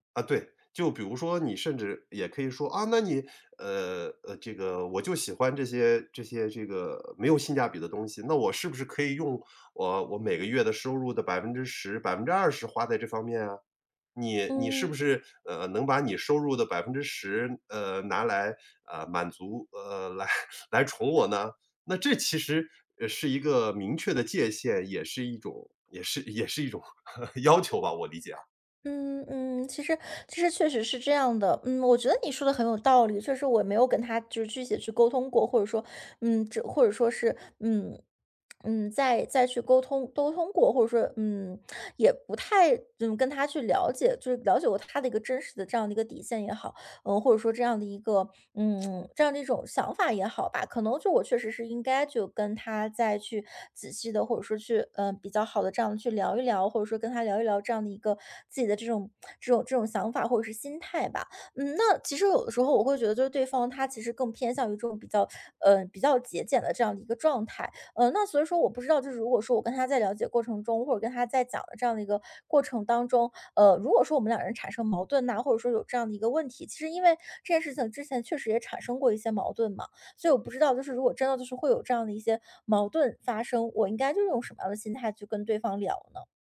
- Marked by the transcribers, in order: other background noise; laughing while speaking: "来 来"; laugh; lip smack; "沟通" said as "兜通"; tsk
- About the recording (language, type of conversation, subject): Chinese, advice, 你最近一次因为花钱观念不同而与伴侣发生争执的情况是怎样的？